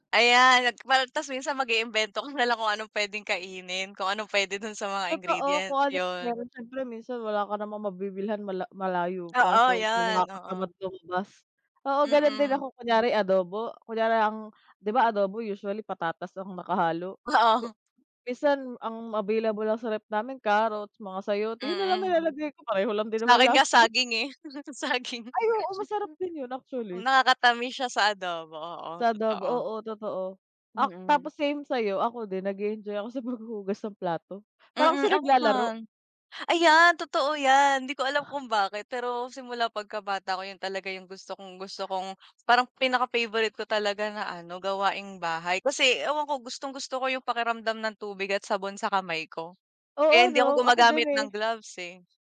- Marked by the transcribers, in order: tapping; other background noise; laughing while speaking: "Oo"; chuckle
- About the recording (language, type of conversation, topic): Filipino, unstructured, Anong gawaing-bahay ang pinakagusto mong gawin?